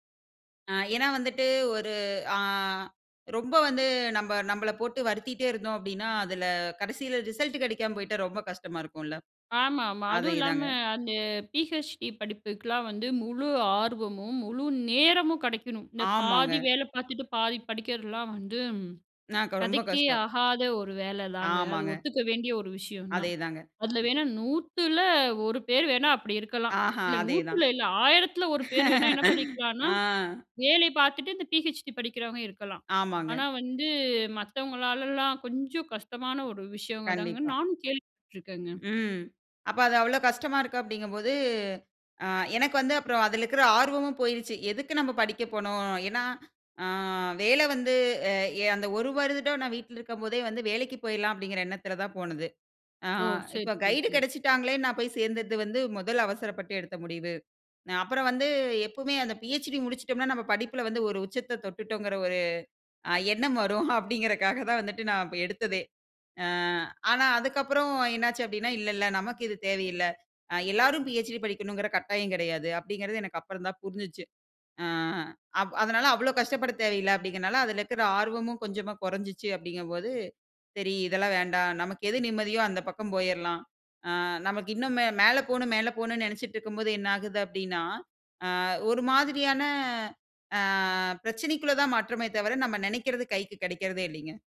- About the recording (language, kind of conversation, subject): Tamil, podcast, உங்களுக்கு முன்னேற்றம் முக்கியமா, அல்லது மனஅமைதி முக்கியமா?
- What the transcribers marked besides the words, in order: other background noise; "நாங்க" said as "நாக்க"; laugh; laughing while speaking: "எண்ணம் வரும் அப்டிங்கறகாக"